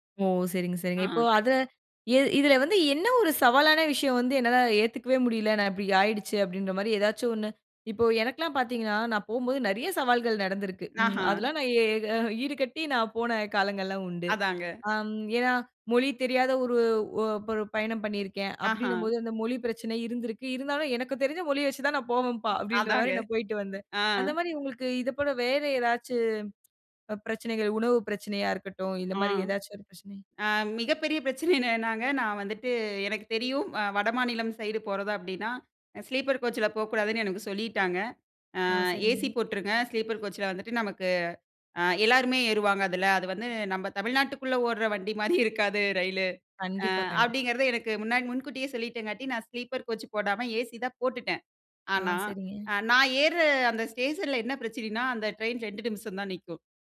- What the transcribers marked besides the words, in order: laughing while speaking: "அப்டின்ற மாரி நான் போயிட்டு வந்தேன்"; other background noise; laughing while speaking: "பிரச்சனை என்னதுனாங்க!"; in English: "ஸ்லீப்பர் கோச்ல"; in English: "ஸ்லீப்பர் கோச்ல"; laughing while speaking: "வண்டி மாரி இருக்காது. ரயிலு"; in English: "ஸ்லீப்பர் கோச்"
- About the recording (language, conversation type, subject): Tamil, podcast, தனியாகப் பயணம் செய்த போது நீங்கள் சந்தித்த சவால்கள் என்னென்ன?